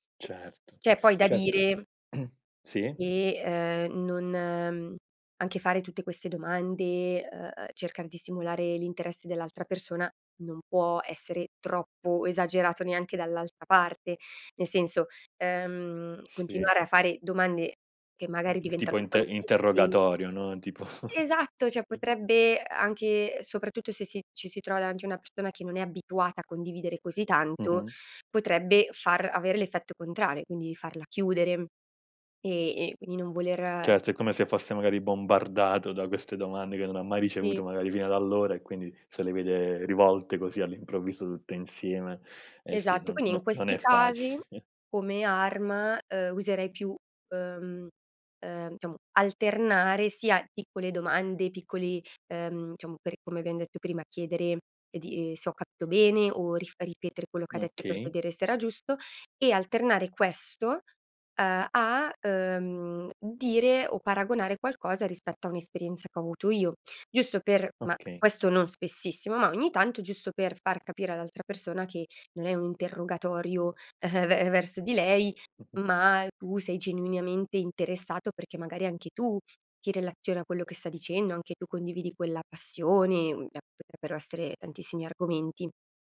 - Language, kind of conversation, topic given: Italian, podcast, Cosa fai per mantenere una conversazione interessante?
- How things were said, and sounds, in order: other background noise; throat clearing; "Cioè" said as "ceh"; giggle; "contrario" said as "contraria"; chuckle; "diciamo" said as "ciamo"; "diciamo" said as "ciamo"; chuckle; unintelligible speech